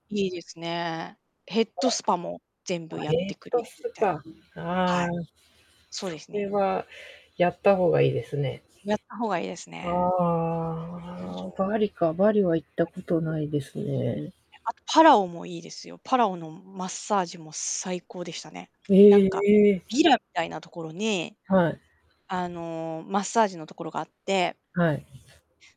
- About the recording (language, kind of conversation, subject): Japanese, unstructured, 旅行中に不快なにおいを感じたことはありますか？
- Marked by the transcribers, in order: static; unintelligible speech; distorted speech; other background noise; in English: "ヴィラ"